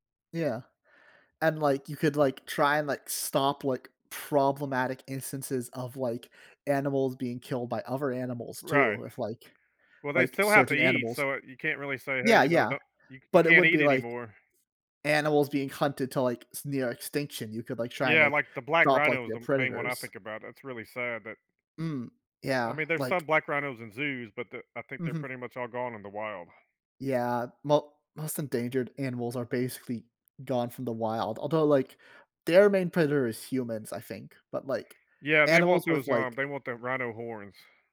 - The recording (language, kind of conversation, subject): English, unstructured, How do you think understanding animals better could change our relationship with them?
- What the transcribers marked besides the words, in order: other background noise